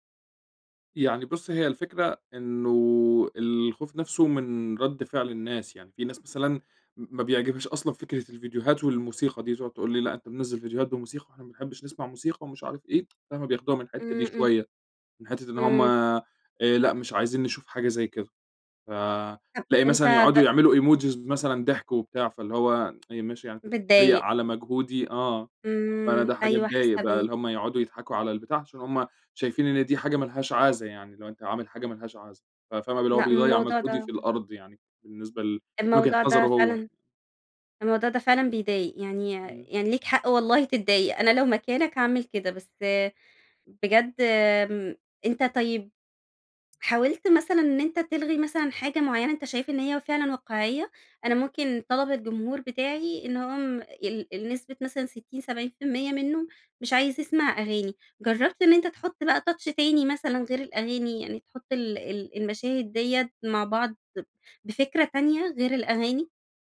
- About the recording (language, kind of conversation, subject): Arabic, advice, إزاي أقدر أتغلّب على خوفي من النقد اللي بيمنعني أكمّل شغلي الإبداعي؟
- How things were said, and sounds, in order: tsk; in English: "Emojis"; tsk; other background noise; tapping; in English: "touch"